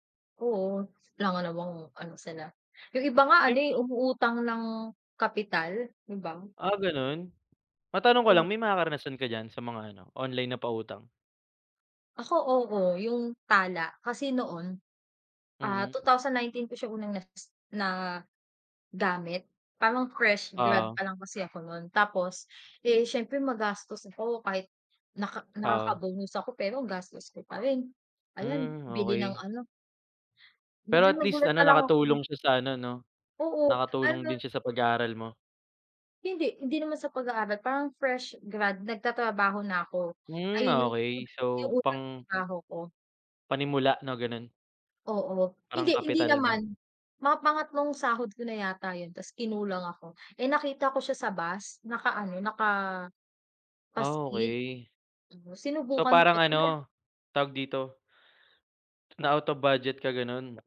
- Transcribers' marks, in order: other background noise; tapping; dog barking; unintelligible speech
- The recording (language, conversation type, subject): Filipino, unstructured, Ano ang masasabi mo tungkol sa mga pautang sa internet?